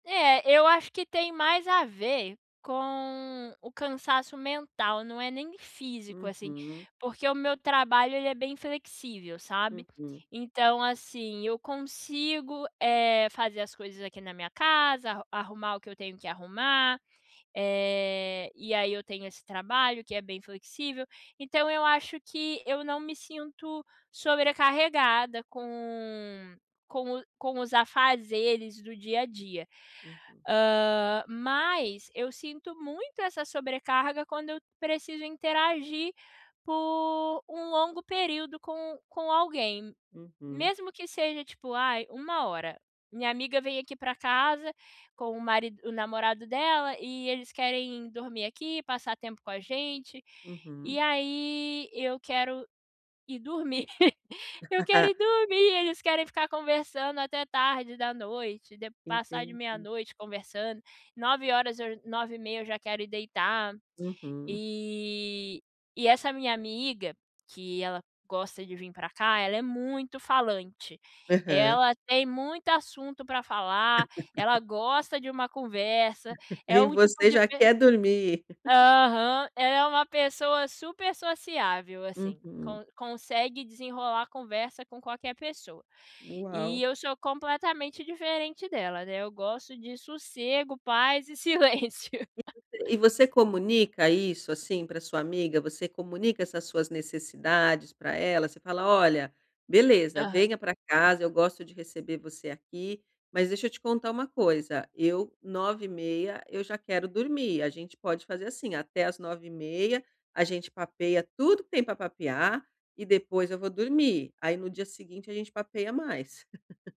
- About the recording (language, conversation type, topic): Portuguese, advice, Como posso lidar com o cansaço social e a sobrecarga em festas e encontros?
- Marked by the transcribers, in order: unintelligible speech; chuckle; laugh; laugh; chuckle; chuckle; laughing while speaking: "silêncio"; chuckle